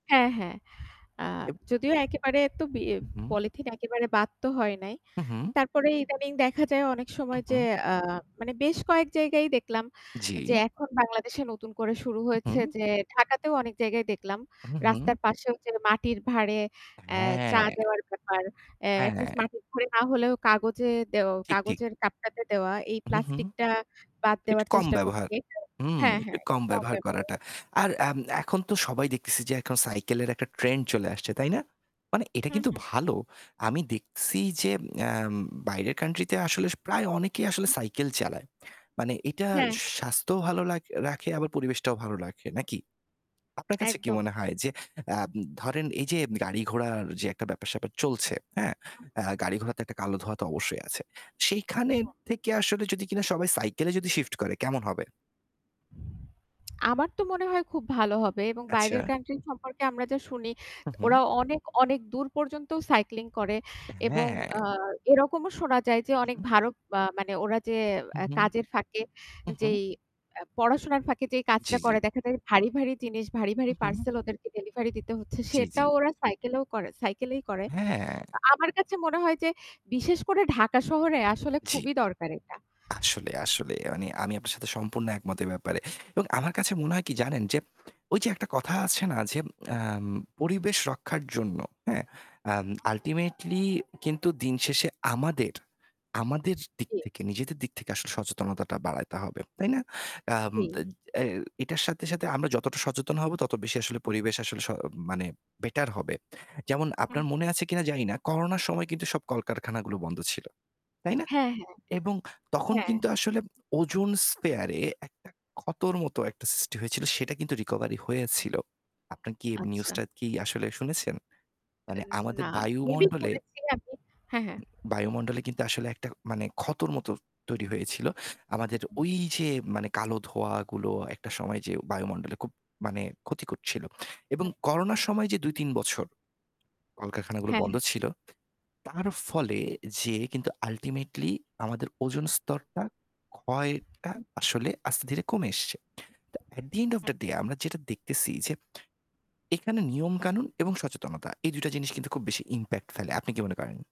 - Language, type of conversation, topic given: Bengali, unstructured, পরিবেশ দূষণ কমাতে আমরা কী করতে পারি?
- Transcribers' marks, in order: static; other background noise; tapping; unintelligible speech; "আসলে" said as "আসলেস"; other street noise; in English: "ozone spare"; "সৃষ্টি" said as "সিস্টি"; in English: "at the end of the day"